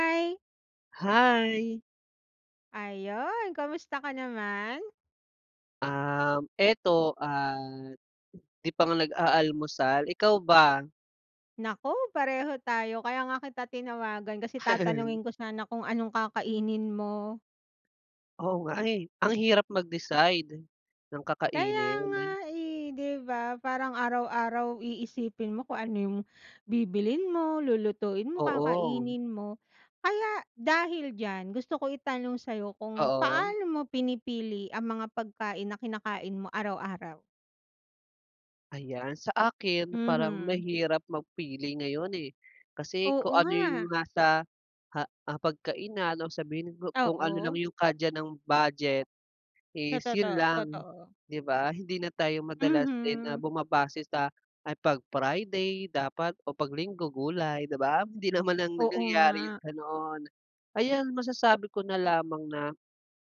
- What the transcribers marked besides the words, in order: other background noise; chuckle; "kaya" said as "kadya"
- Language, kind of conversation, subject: Filipino, unstructured, Paano mo pinipili ang mga pagkaing kinakain mo araw-araw?